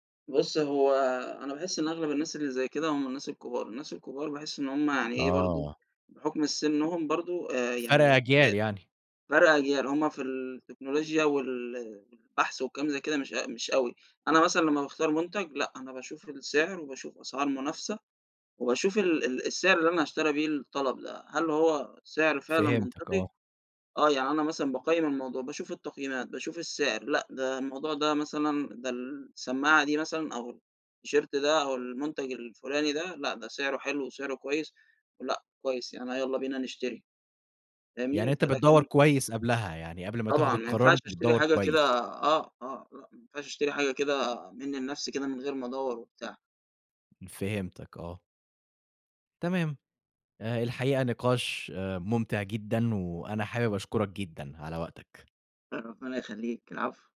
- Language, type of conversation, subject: Arabic, podcast, إيه تجربتك مع التسوّق أونلاين بشكل عام؟
- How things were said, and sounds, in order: tapping; in English: "الT-shirt"; other background noise